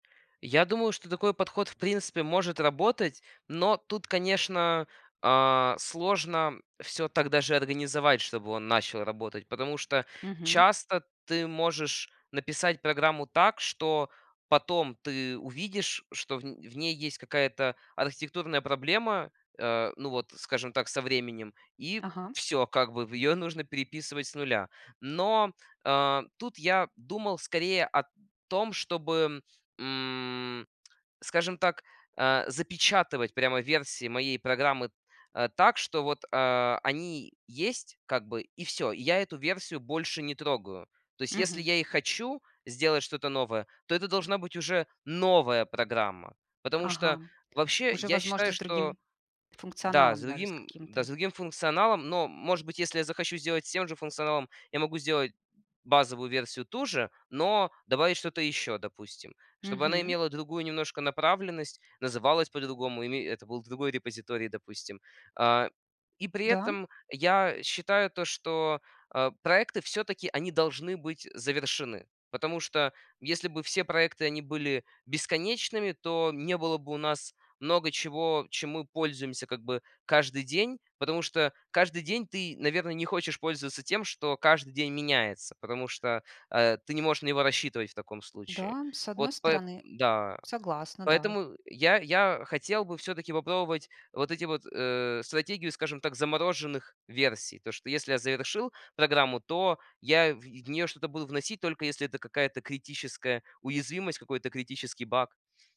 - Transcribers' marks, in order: tsk; tapping; other background noise
- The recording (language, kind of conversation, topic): Russian, advice, Как перестать бесконечно править детали и наконец закончить работу, когда мешает перфекционизм?